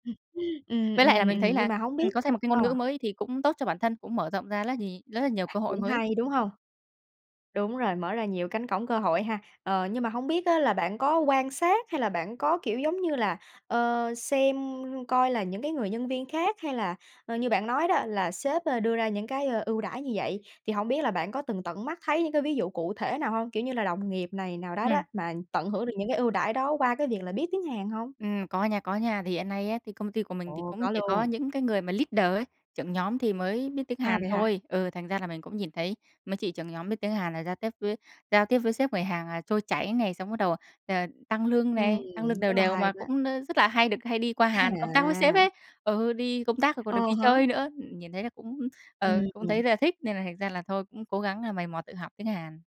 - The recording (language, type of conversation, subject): Vietnamese, podcast, Bạn có lời khuyên nào để người mới bắt đầu tự học hiệu quả không?
- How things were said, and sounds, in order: other noise; tapping; other background noise; in English: "leader"; laughing while speaking: "À"